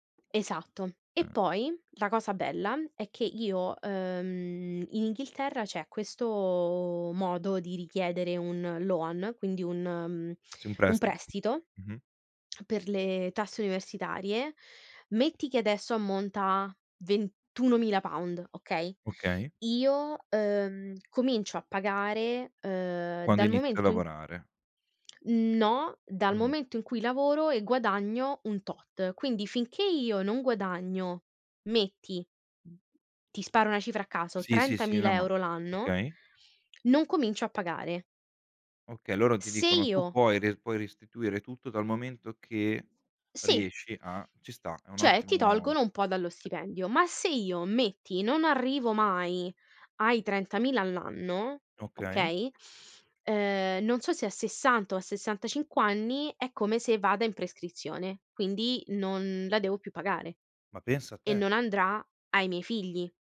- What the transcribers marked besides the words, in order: tapping; in English: "loan"; other background noise
- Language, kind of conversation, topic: Italian, unstructured, Credi che la scuola sia uguale per tutti gli studenti?